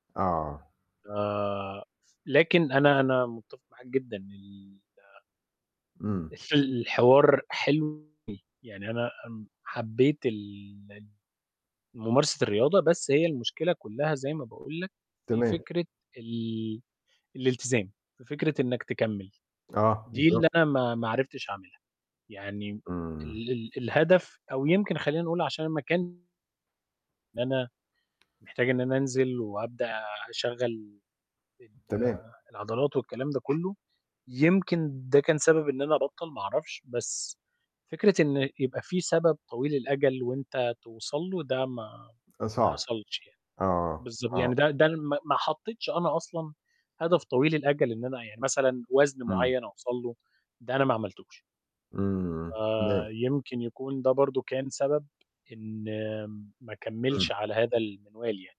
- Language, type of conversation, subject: Arabic, unstructured, إيه كان شعورك لما حققت هدف رياضي كنت بتسعى له؟
- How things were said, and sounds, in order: unintelligible speech; distorted speech; tapping